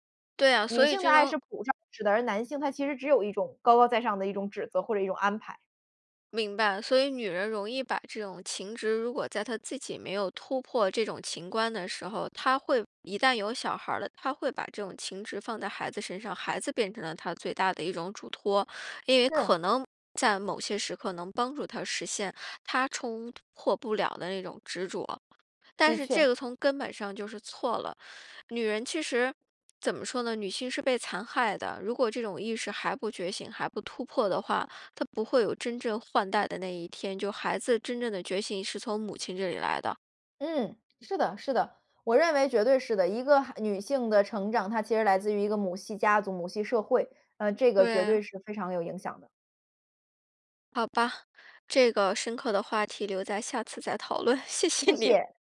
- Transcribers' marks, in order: other background noise; unintelligible speech; laughing while speaking: "论，谢谢你"
- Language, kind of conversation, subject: Chinese, podcast, 爸妈对你最大的期望是什么?